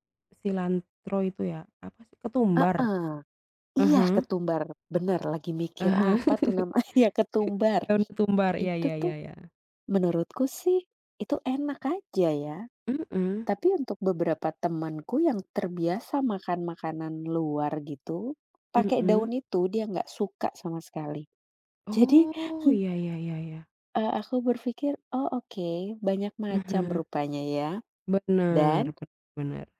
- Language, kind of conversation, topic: Indonesian, unstructured, Bagaimana cara kamu meyakinkan teman untuk mencoba makanan baru?
- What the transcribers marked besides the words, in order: other background noise; laugh; laughing while speaking: "namanya"